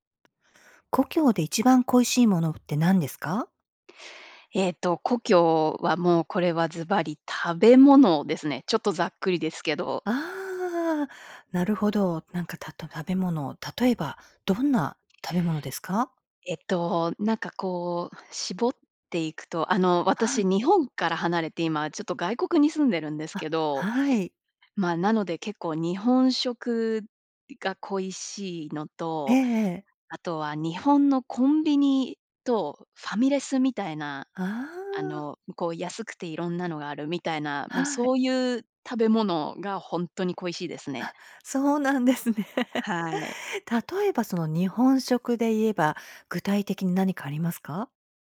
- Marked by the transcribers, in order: giggle
- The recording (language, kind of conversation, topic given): Japanese, podcast, 故郷で一番恋しいものは何ですか？